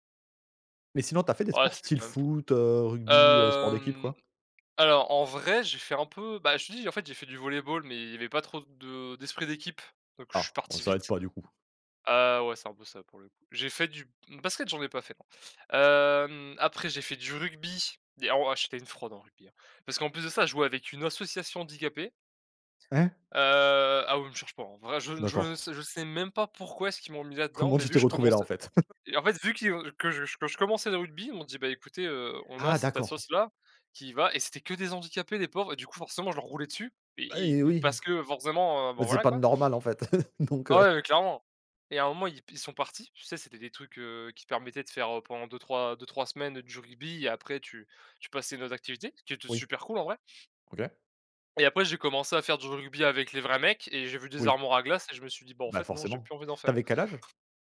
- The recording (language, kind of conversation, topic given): French, unstructured, Que penses-tu du sport en groupe ?
- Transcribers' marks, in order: drawn out: "Hem"; other background noise; laugh; chuckle; chuckle